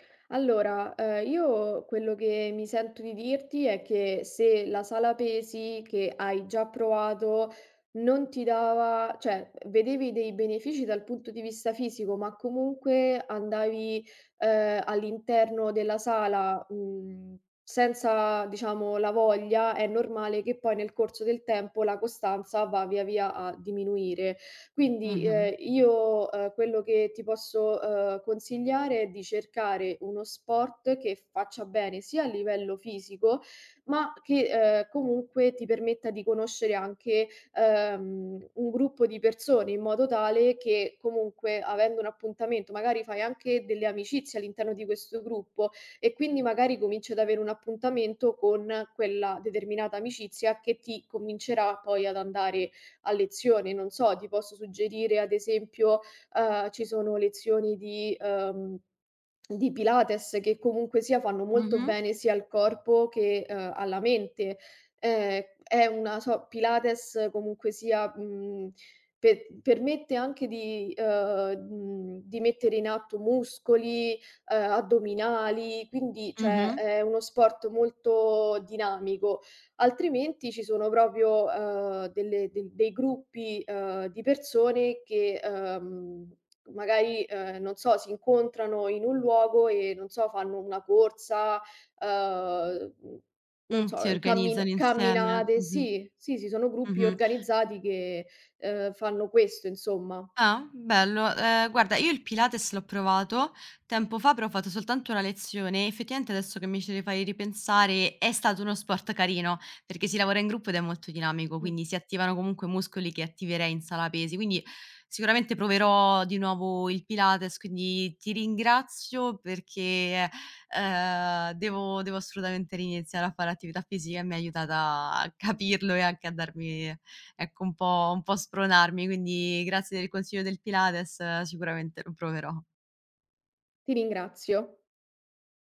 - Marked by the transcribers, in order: "proprio" said as "propio"; "effettivamente" said as "effettiaente"
- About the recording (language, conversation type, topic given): Italian, advice, Come posso mantenere la costanza nell’allenamento settimanale nonostante le difficoltà?